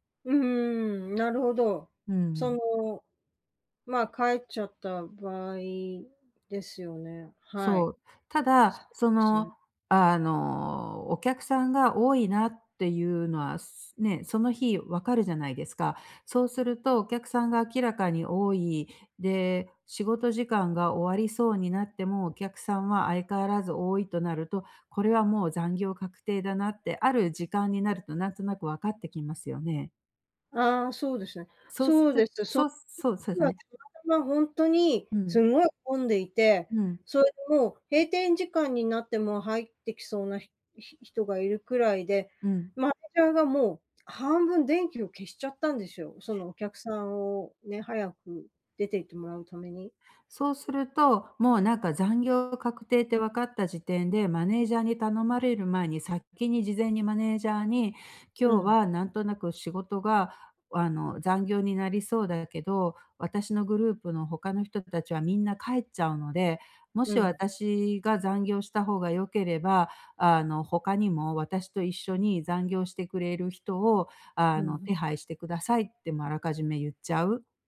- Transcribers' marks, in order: tapping; other background noise
- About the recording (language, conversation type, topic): Japanese, advice, グループで自分の居場所を見つけるにはどうすればいいですか？